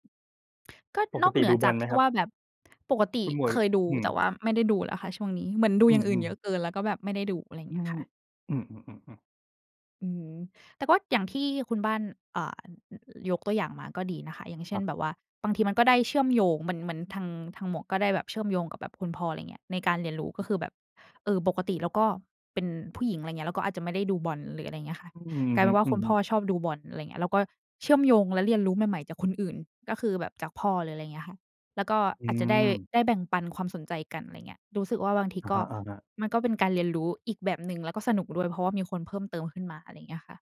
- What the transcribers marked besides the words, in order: tapping
- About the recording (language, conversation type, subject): Thai, unstructured, อะไรทำให้คุณมีแรงบันดาลใจในการเรียนรู้?